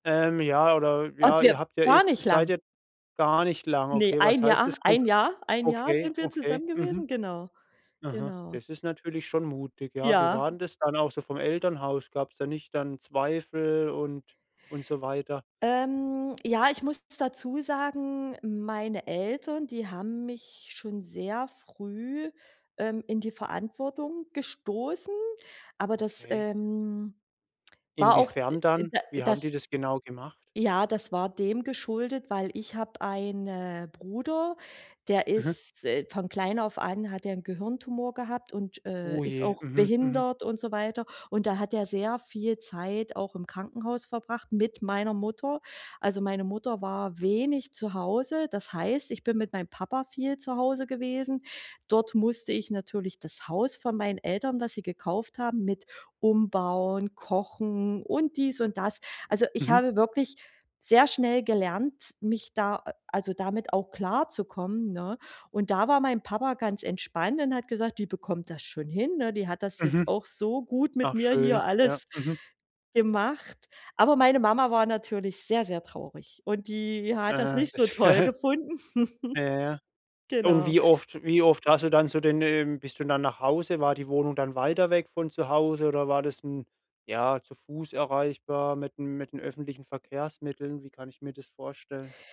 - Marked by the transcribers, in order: stressed: "mit"; giggle; giggle
- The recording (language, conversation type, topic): German, podcast, Wann hast du zum ersten Mal wirklich Verantwortung übernommen, und was hast du daraus gelernt?